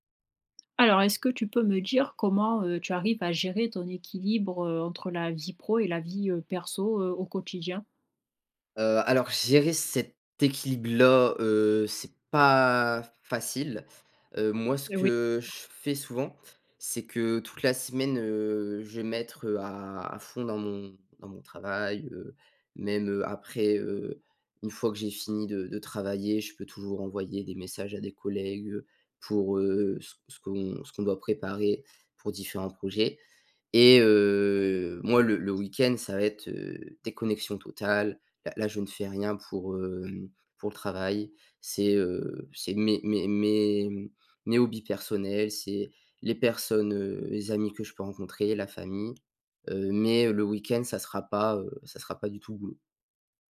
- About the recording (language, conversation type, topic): French, podcast, Comment gères-tu ton équilibre entre vie professionnelle et vie personnelle au quotidien ?
- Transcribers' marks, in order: tapping; unintelligible speech; drawn out: "heu"